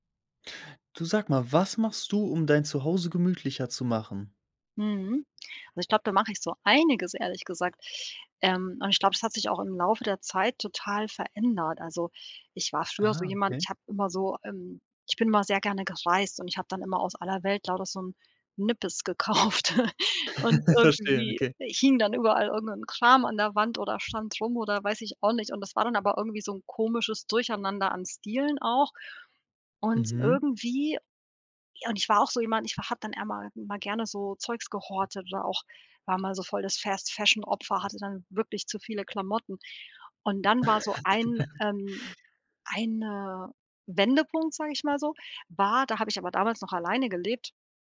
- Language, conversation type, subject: German, podcast, Was machst du, um dein Zuhause gemütlicher zu machen?
- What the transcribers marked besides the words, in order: laughing while speaking: "gekauft"; chuckle; chuckle